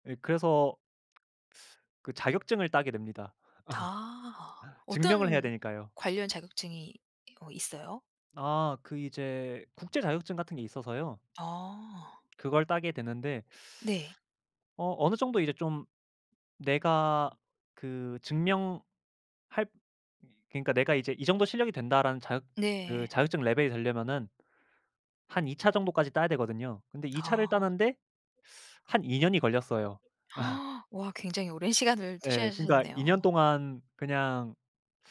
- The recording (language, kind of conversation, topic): Korean, podcast, 어떻게 그 직업을 선택하게 되셨나요?
- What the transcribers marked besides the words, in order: other background noise; laugh; gasp; laugh